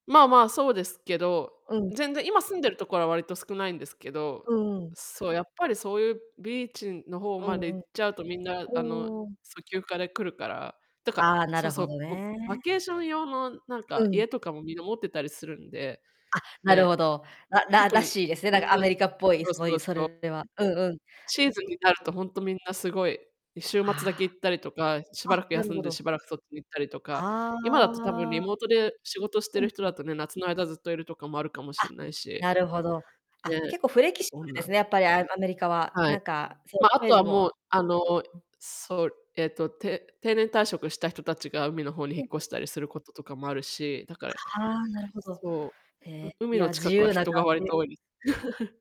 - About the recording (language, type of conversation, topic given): Japanese, unstructured, 山と海、どちらが好きですか？その理由は何ですか？
- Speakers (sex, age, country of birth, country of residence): female, 35-39, Japan, Japan; female, 35-39, Japan, United States
- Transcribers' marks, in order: other background noise; distorted speech; unintelligible speech; chuckle